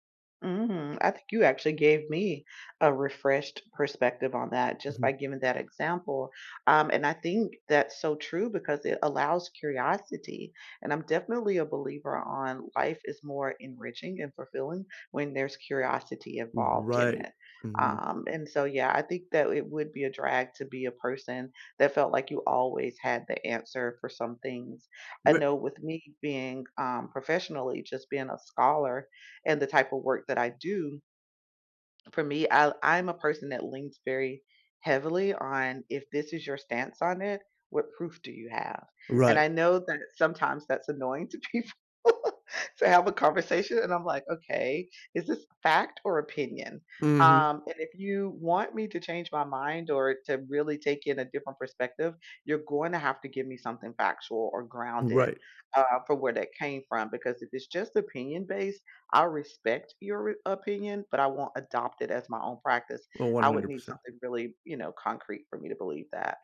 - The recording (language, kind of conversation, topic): English, unstructured, How can I stay open to changing my beliefs with new information?
- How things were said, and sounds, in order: unintelligible speech; laughing while speaking: "to people"